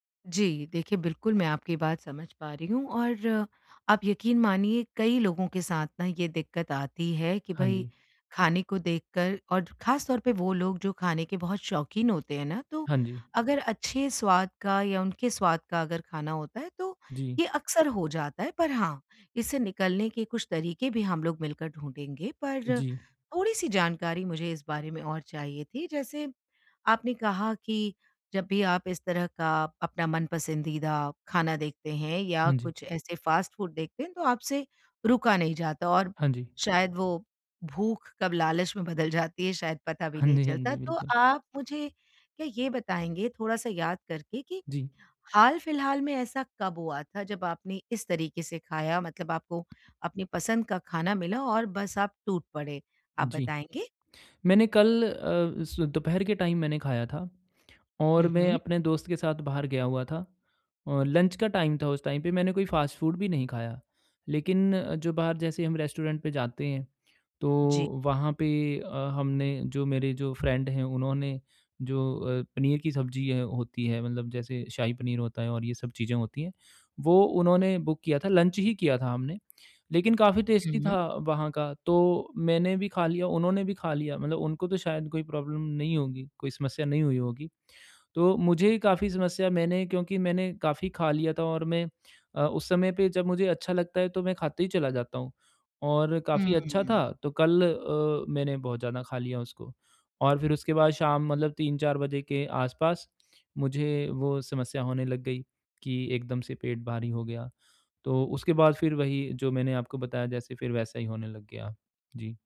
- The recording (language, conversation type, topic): Hindi, advice, भूख और लालच में अंतर कैसे पहचानूँ?
- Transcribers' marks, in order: in English: "फ़ास्ट फ़ूड"; laughing while speaking: "लालच में बदल जाती है"; laughing while speaking: "हाँ जी, हाँ जी"; in English: "टाइम"; in English: "लंच"; in English: "टाइम"; in English: "टाइम"; in English: "फ़ास्ट फ़ूड"; in English: "रेस्टोरेंट"; in English: "फ्रेंड"; in English: "बुक"; in English: "लंच"; in English: "टेस्टी"; in English: "प्रॉब्लम"